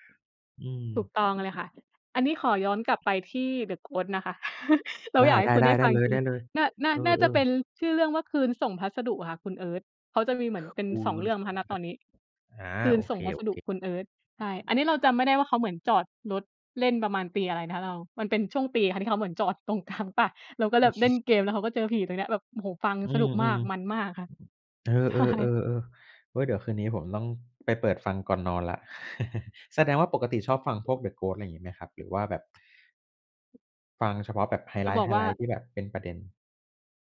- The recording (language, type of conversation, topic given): Thai, unstructured, คุณคิดว่าเกมมือถือทำให้คนติดจนเสียเวลามากไหม?
- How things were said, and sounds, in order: other background noise; chuckle; laughing while speaking: "จอดตรงทางเปล่า"; laughing while speaking: "ใช่"; chuckle